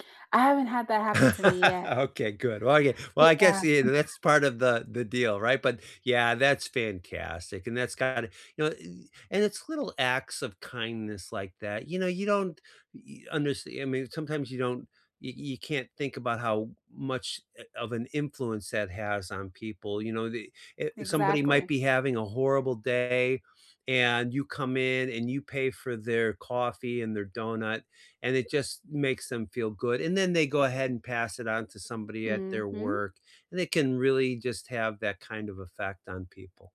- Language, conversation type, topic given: English, unstructured, What does kindness mean to you in everyday life?
- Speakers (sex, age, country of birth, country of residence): female, 30-34, United States, United States; male, 60-64, United States, United States
- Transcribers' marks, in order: laugh; laughing while speaking: "Okay"; other noise; tapping